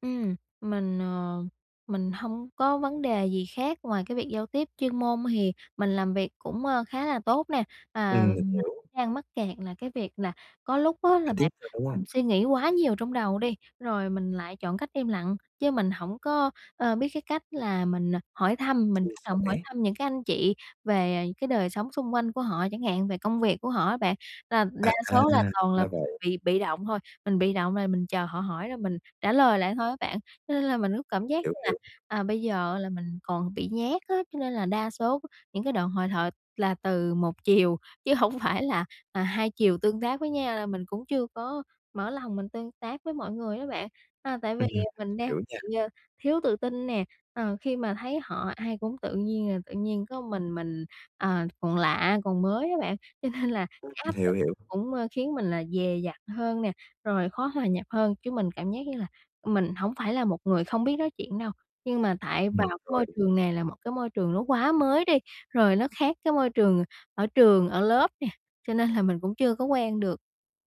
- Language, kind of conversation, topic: Vietnamese, advice, Làm sao để giao tiếp tự tin khi bước vào một môi trường xã hội mới?
- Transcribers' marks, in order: tapping; other background noise; unintelligible speech; laughing while speaking: "hổng phải là"; laughing while speaking: "cho nên là"; laughing while speaking: "nên là"